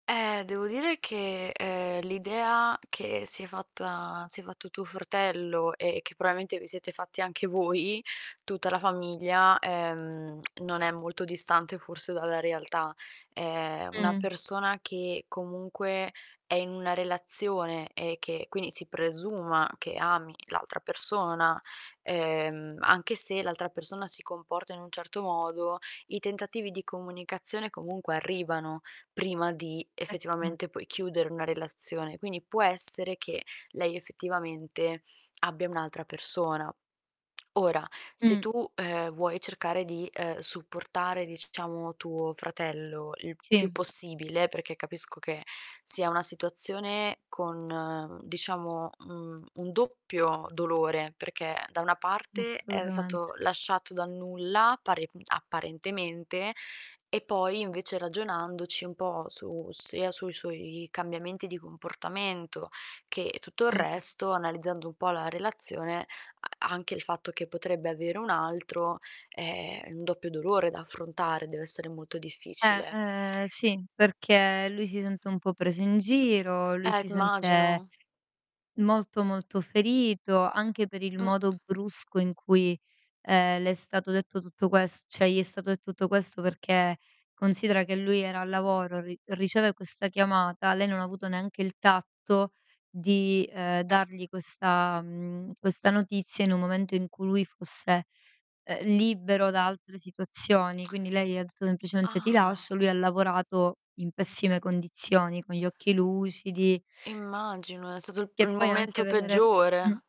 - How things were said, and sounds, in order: distorted speech; "probabilmente" said as "promamente"; tongue click; "quindi" said as "quini"; tapping; drawn out: "è"; static; "immagino" said as "magino"; "cioè" said as "ceh"; surprised: "Ah!"; background speech
- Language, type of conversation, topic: Italian, advice, Come posso affrontare la fine della relazione e riuscire a lasciar andare?